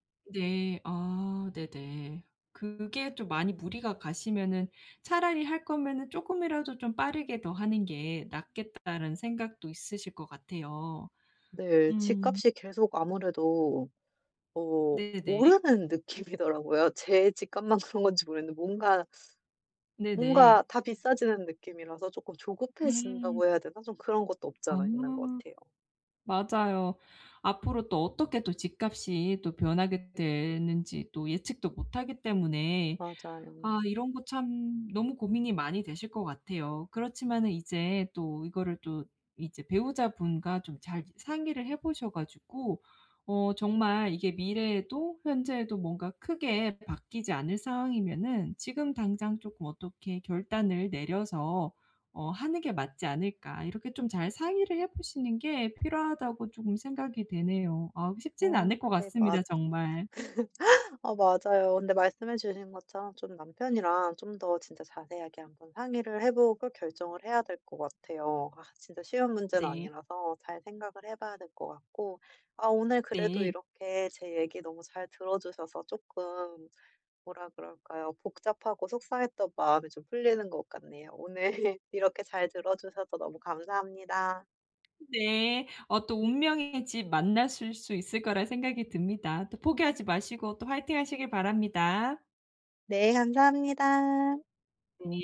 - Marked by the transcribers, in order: laughing while speaking: "느낌이더라고요"; other background noise; laughing while speaking: "그런"; tapping; laugh; laughing while speaking: "오늘"
- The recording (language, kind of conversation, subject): Korean, advice, 이사할지 말지 어떻게 결정하면 좋을까요?